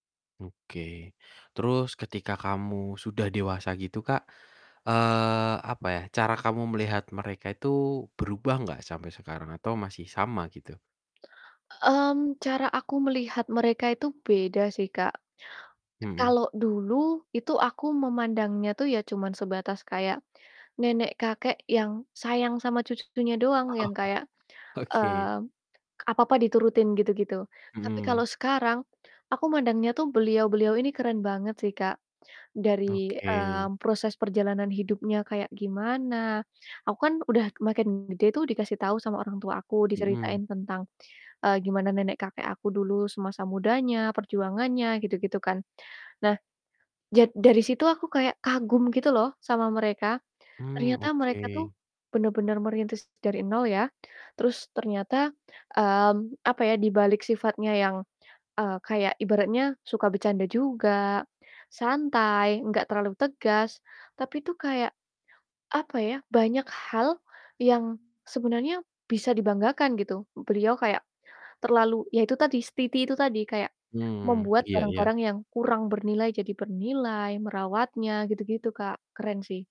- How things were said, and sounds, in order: distorted speech; laughing while speaking: "Oh, oke"; in Javanese: "setiti"
- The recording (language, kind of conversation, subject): Indonesian, podcast, Bagaimana peran kakek-nenek dalam masa kecilmu?